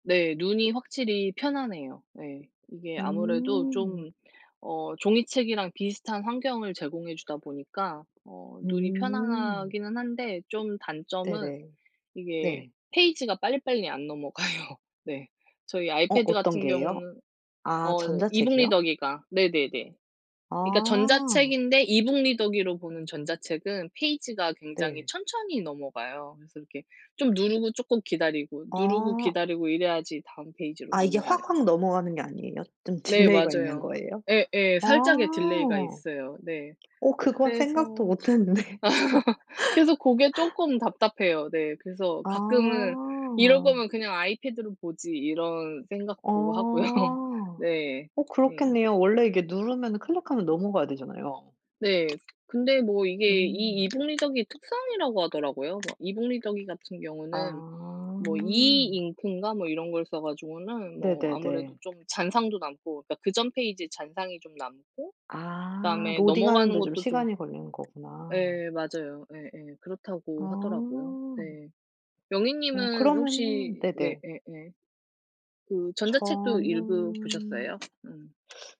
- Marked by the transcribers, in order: tapping; laughing while speaking: "넘어가요"; other background noise; in English: "딜레이가"; in English: "딜레이가"; laugh; laughing while speaking: "했는데"; laugh; laughing while speaking: "하고요"; in English: "e-ink인가"
- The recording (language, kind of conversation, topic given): Korean, unstructured, 종이책과 전자책 중 어느 쪽이 더 좋다고 생각하시나요?